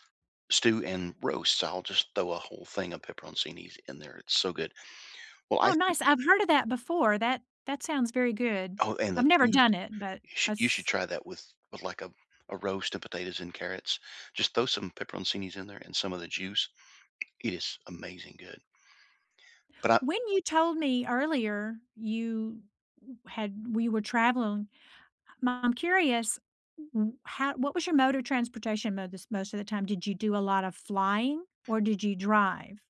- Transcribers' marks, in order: other background noise
- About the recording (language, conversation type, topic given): English, unstructured, Have you ever had an unexpected adventure while traveling?
- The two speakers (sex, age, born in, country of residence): female, 55-59, United States, United States; male, 60-64, United States, United States